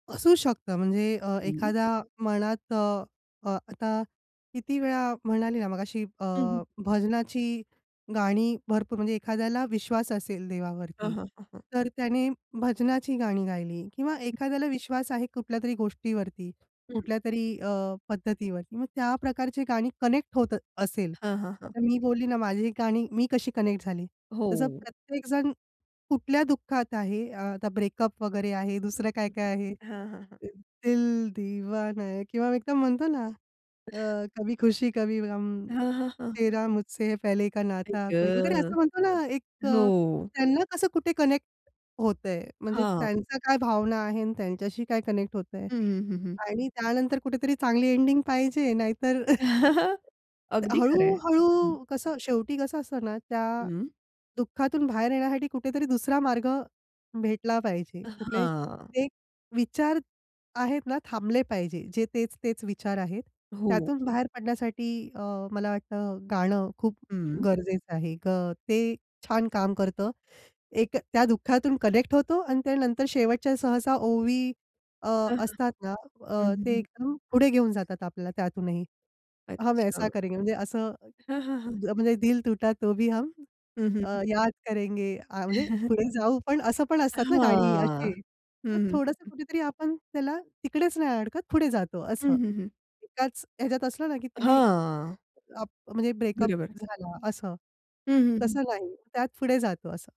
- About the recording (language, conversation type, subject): Marathi, podcast, तुला कोणत्या गाण्यांनी सांत्वन दिलं आहे?
- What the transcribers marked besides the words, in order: other background noise; unintelligible speech; in English: "कनेक्ट"; in English: "कनेक्ट"; in English: "ब्रेकअप"; unintelligible speech; laughing while speaking: "दुसरं काय-काय आहे"; in Hindi: "दिल दीवान"; in Hindi: "कभी खुशी कवी गम, तेरा मुझसे पहले का नाता"; in English: "कनेक्ट"; in English: "कनेक्ट"; laugh; chuckle; in English: "कनेक्ट"; in Hindi: "हम ऐसा करेंगे"; in Hindi: "दिल टूटा तो भी हम अ, याद करेंगे"; tapping; laugh; in English: "ब्रेकअप"